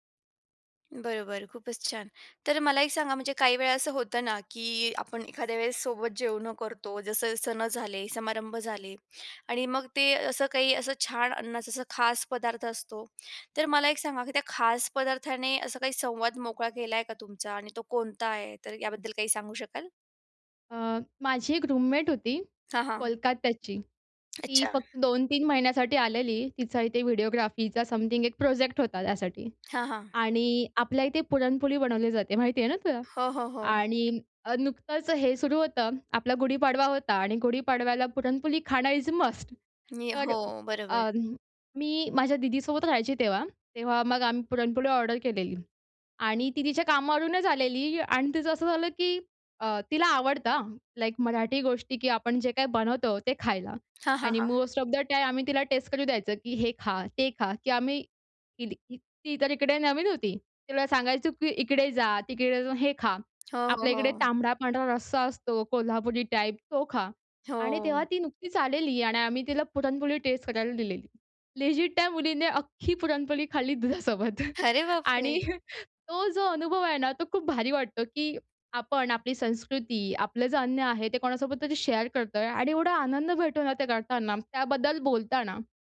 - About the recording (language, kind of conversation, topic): Marathi, podcast, गाणं, अन्न किंवा सणांमुळे नाती कशी घट्ट होतात, सांगशील का?
- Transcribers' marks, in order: tapping; in English: "रूममेट"; in English: "व्हिडिओग्राफीचा समथिंग"; in English: "इज मस्ट"; in English: "मोस्ट ऑफ द"; in English: "टाइप"; laughing while speaking: "दुधासोबत आणि"; in English: "शेअर"